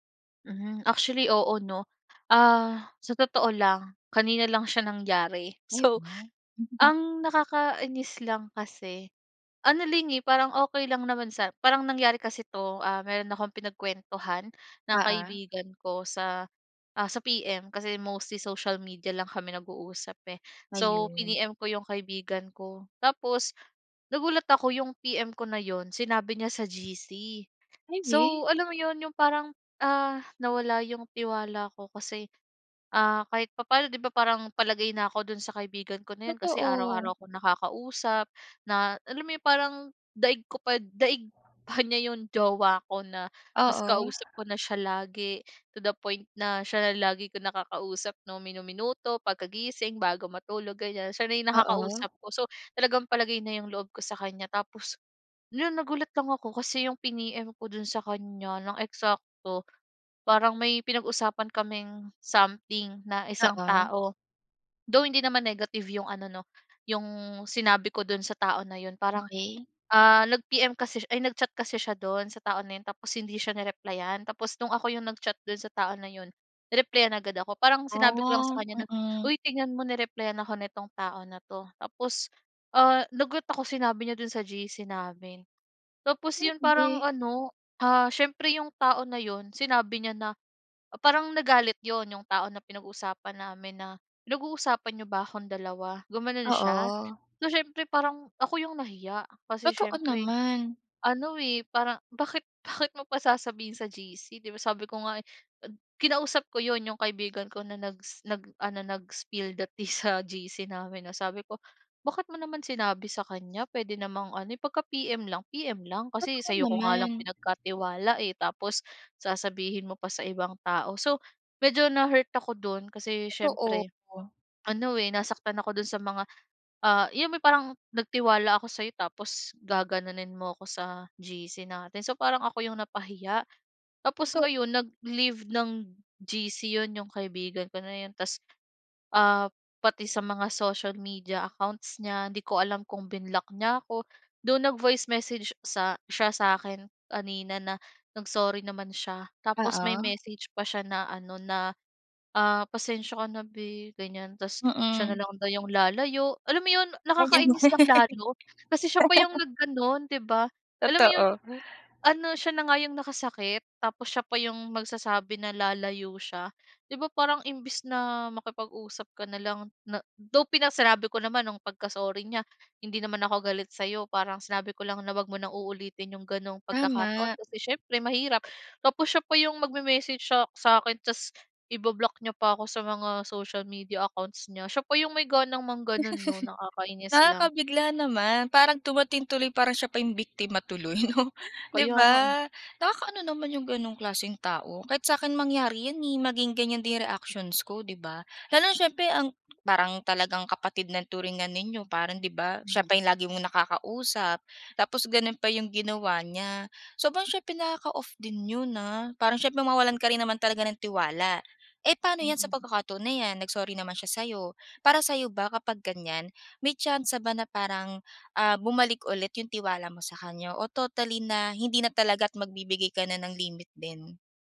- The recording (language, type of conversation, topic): Filipino, podcast, Paano nakatutulong ang pagbabahagi ng kuwento sa pagbuo ng tiwala?
- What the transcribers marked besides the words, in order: other background noise; unintelligible speech; tapping; laugh; laugh